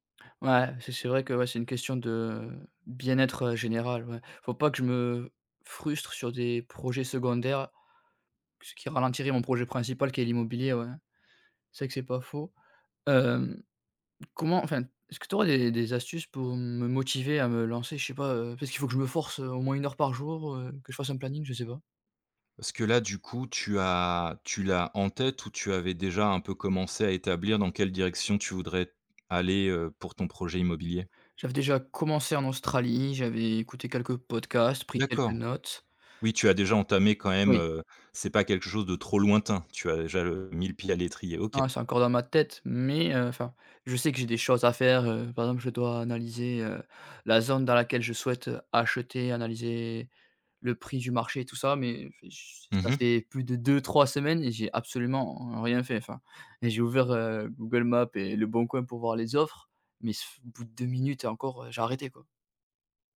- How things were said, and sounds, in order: stressed: "en tête"; stressed: "commencé"; "déjà" said as "ja"; stressed: "mais"; stressed: "acheter"
- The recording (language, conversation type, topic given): French, advice, Pourquoi est-ce que je procrastine sans cesse sur des tâches importantes, et comment puis-je y remédier ?